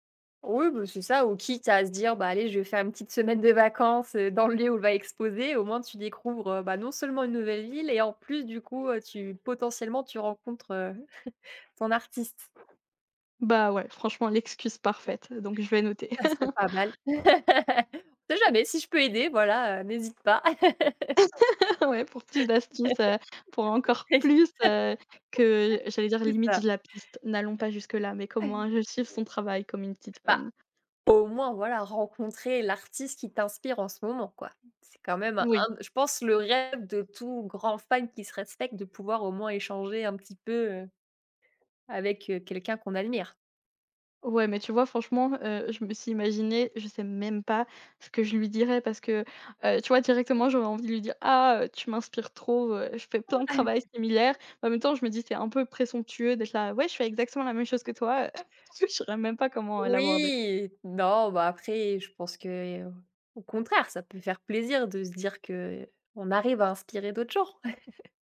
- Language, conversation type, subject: French, podcast, Quel artiste français considères-tu comme incontournable ?
- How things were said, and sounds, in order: "découvres" said as "décrouvres"; chuckle; other background noise; chuckle; laugh; tapping; laugh; unintelligible speech; chuckle; chuckle; chuckle